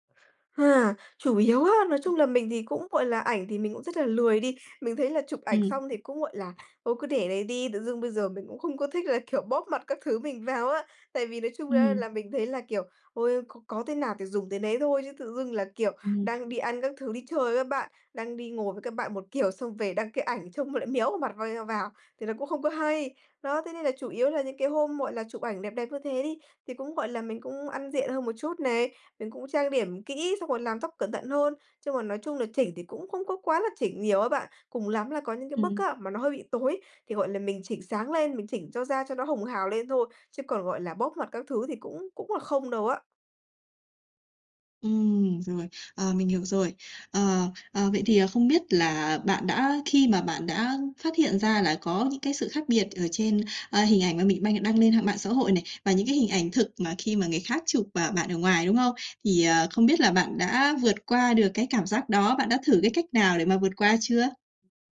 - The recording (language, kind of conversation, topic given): Vietnamese, advice, Làm sao để bớt đau khổ khi hình ảnh của bạn trên mạng khác với con người thật?
- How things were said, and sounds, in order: other background noise; other noise